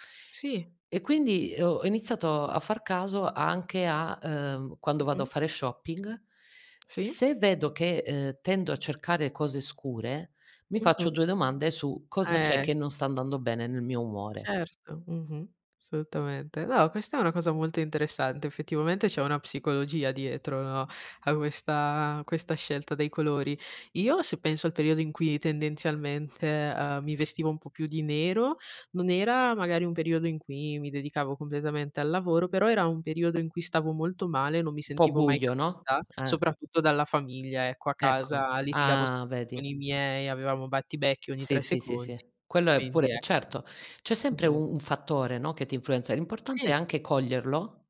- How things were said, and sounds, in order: other background noise; "assolutamente" said as "solutamente"
- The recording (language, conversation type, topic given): Italian, unstructured, Come descriveresti il tuo stile personale?